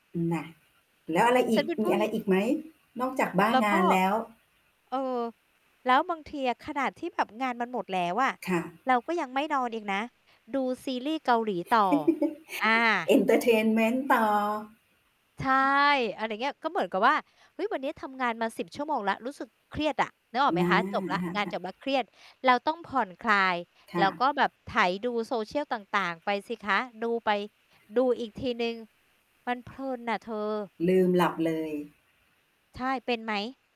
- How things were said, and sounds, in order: static; laugh; in English: "เอนเทอร์เทนเมนต์"; other noise
- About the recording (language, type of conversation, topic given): Thai, unstructured, คุณคิดว่าการนอนดึกส่งผลต่อประสิทธิภาพในแต่ละวันไหม?